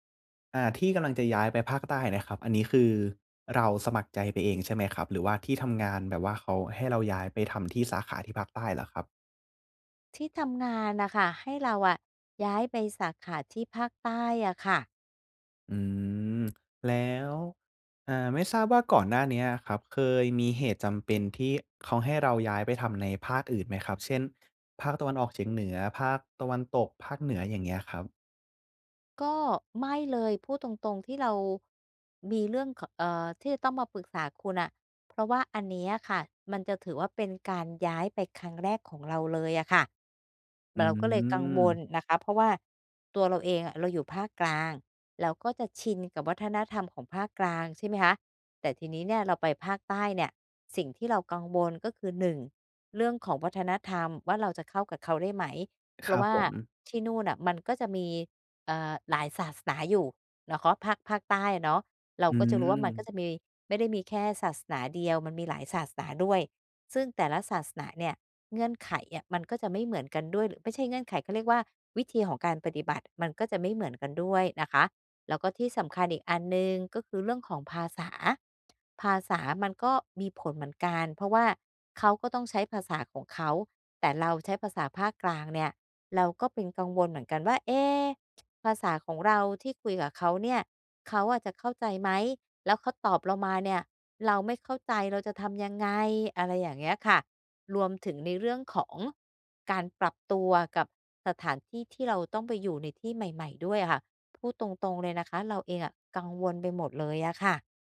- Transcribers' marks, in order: "ยู่นะคะ" said as "นาคอบ"; tsk
- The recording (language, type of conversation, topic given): Thai, advice, ฉันจะปรับตัวเข้ากับวัฒนธรรมและสถานที่ใหม่ได้อย่างไร?